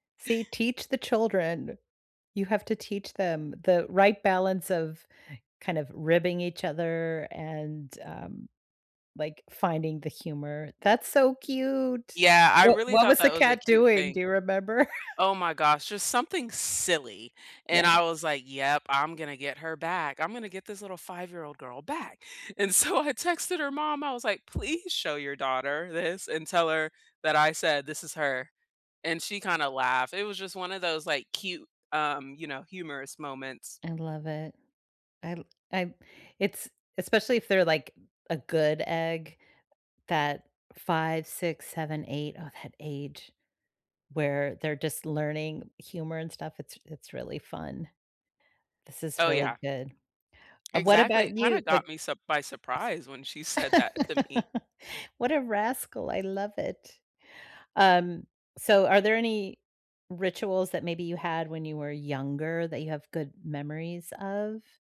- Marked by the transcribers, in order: chuckle; laughing while speaking: "so I texted"; tapping; unintelligible speech; laugh; laughing while speaking: "said"
- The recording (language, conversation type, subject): English, unstructured, What everyday rituals help you feel closer to the people you love, and how can you nurture them together?
- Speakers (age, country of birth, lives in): 30-34, South Korea, United States; 55-59, United States, United States